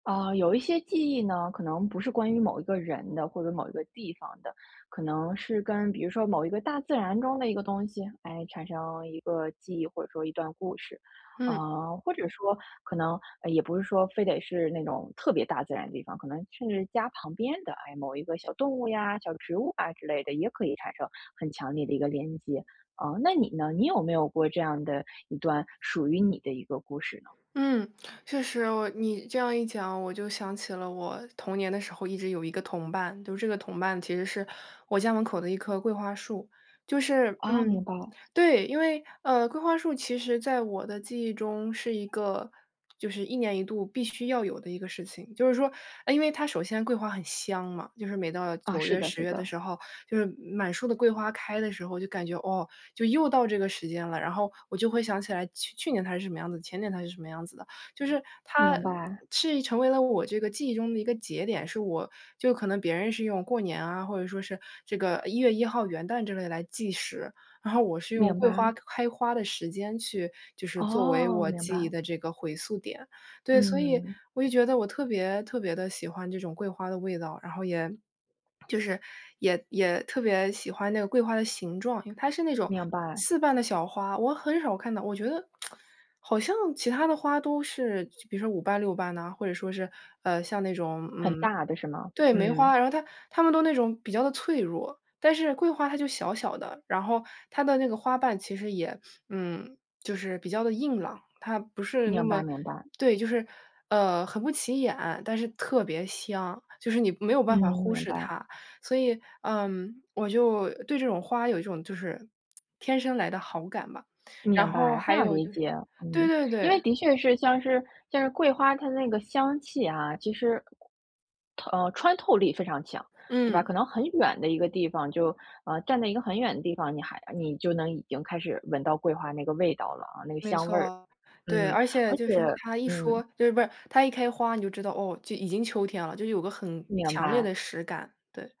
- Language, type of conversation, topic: Chinese, podcast, 你能跟我说说你和一棵树之间有什么故事吗？
- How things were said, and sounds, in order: other background noise; swallow; tsk; lip smack